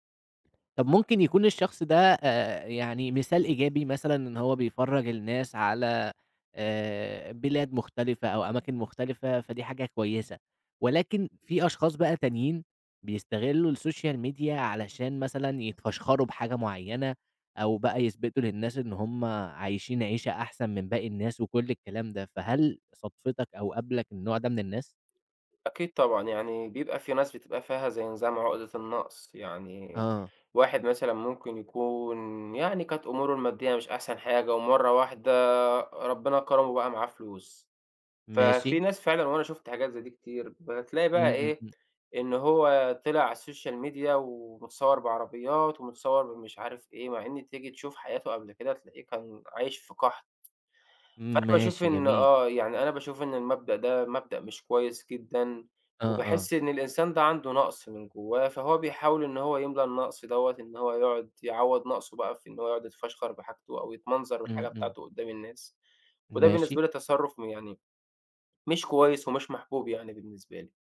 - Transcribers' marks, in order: tapping; in English: "الsocial media"; in English: "الsocial media"
- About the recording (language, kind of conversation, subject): Arabic, podcast, ازاي بتتعامل مع إنك بتقارن حياتك بحياة غيرك أونلاين؟